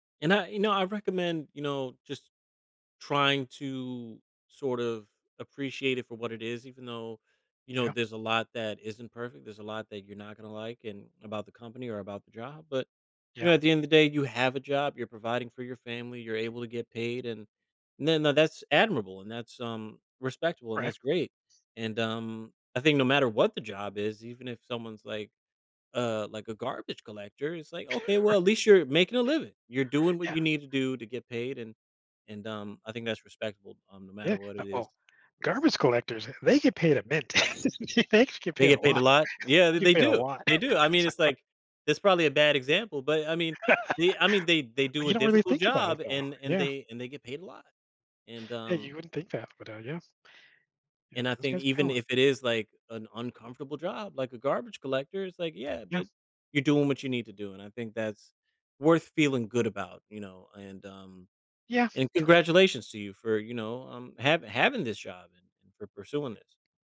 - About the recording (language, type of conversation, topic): English, advice, How can I find meaning in my job?
- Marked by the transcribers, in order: other background noise; chuckle; laughing while speaking: "Right"; tapping; laugh; chuckle; laugh; laugh